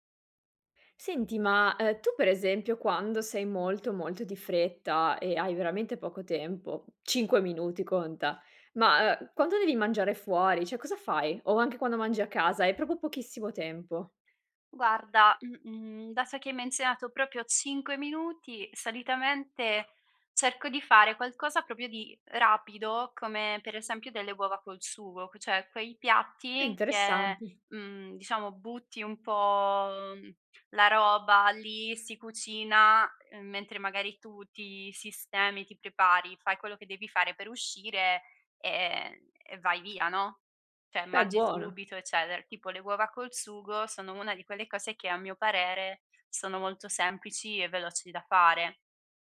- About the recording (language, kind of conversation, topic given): Italian, podcast, Come scegli cosa mangiare quando sei di fretta?
- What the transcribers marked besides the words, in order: other background noise; "proprio" said as "propio"; "dato" said as "daso"; "proprio" said as "propio"